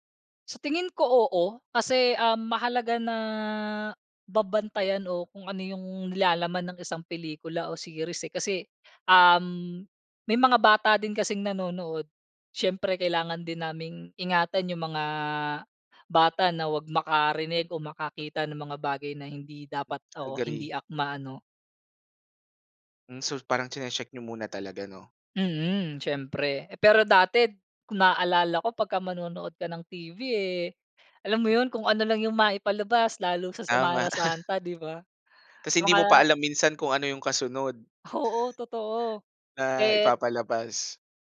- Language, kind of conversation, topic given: Filipino, podcast, Paano nagbago ang panonood mo ng telebisyon dahil sa mga serbisyong panonood sa internet?
- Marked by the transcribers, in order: "dati" said as "dated"; laugh; chuckle